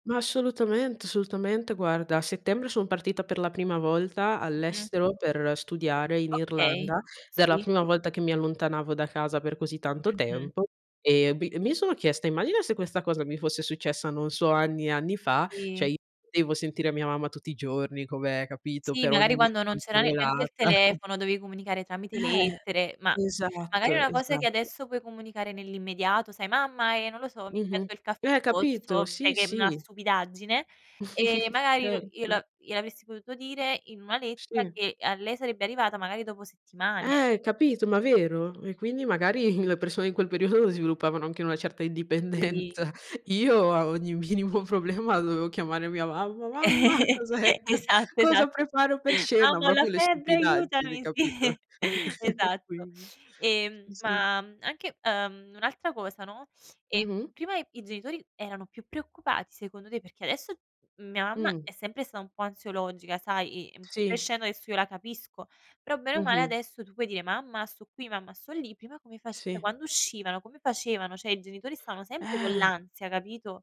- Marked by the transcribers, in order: "assolutamente" said as "solutamente"; "cio" said as "ceh"; chuckle; chuckle; chuckle; laughing while speaking: "periodo"; laughing while speaking: "indipendenza"; laughing while speaking: "ogni minimo problema"; giggle; laughing while speaking: "Esatto esatto. Mamma ho la febbre, aiutami. sì. Esatto"; put-on voice: "Mamma"; "Proprio" said as "propio"; chuckle; "Cioè" said as "ceh"
- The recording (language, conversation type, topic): Italian, unstructured, Qual è un’invenzione che ha migliorato la tua vita quotidiana?